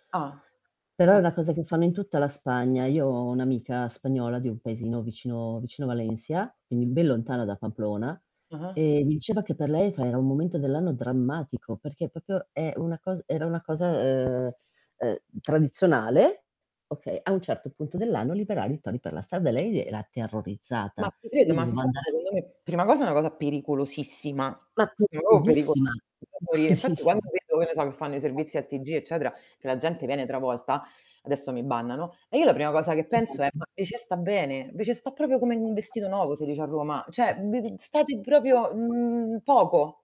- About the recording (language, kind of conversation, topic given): Italian, unstructured, Cosa pensi delle pratiche culturali che coinvolgono animali?
- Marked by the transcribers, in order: static; "proprio" said as "popio"; drawn out: "ehm"; tapping; distorted speech; other background noise; unintelligible speech; "proprio" said as "propio"; "cioè" said as "ceh"; unintelligible speech; "proprio" said as "propio"